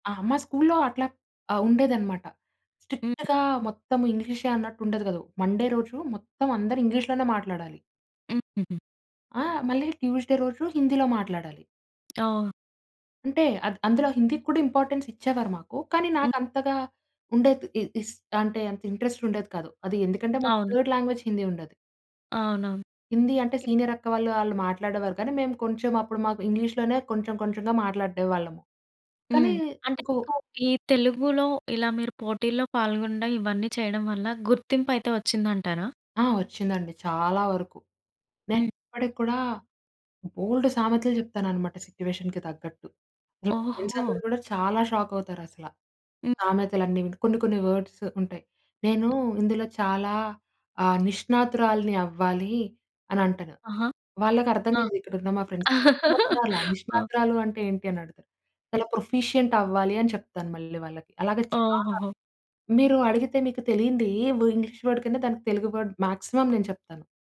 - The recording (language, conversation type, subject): Telugu, podcast, మీ భాష మీ గుర్తింపుపై ఎంత ప్రభావం చూపుతోంది?
- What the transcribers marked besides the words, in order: other background noise; in English: "స్కూల్‌లో"; in English: "స్ట్రిక్ట్‌గా"; tapping; in English: "మండే"; other noise; in English: "ట్యూస్‌డే"; in English: "ఇంపార్టెన్స్"; in English: "ఇంట్రెస్ట్"; in English: "థర్డ్ లాంగ్వేజ్"; in English: "సీనియర్"; in English: "సిట్యుయేషన్‌కి"; in English: "ఫ్రెండ్స్"; stressed: "చాలా"; in English: "వర్డ్స్"; in English: "ఫ్రెండ్స్‌కి"; laugh; in English: "ప్రొఫిషియంట్"; in English: "వర్డ్"; in English: "వర్డ్ మాక్సిమం"